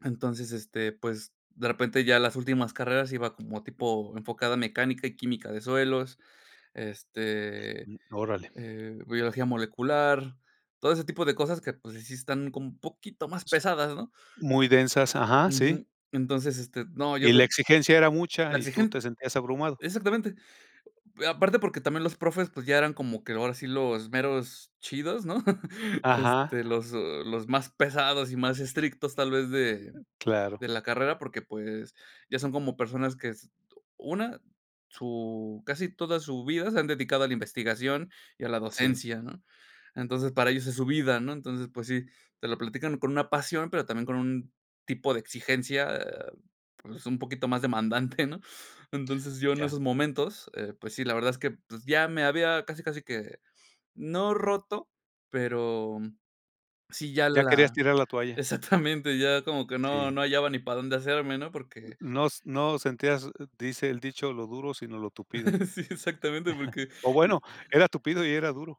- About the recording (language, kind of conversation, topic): Spanish, podcast, ¿Quién fue la persona que más te guió en tu carrera y por qué?
- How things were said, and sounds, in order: chuckle; laughing while speaking: "demandante"; laughing while speaking: "exactamente"; chuckle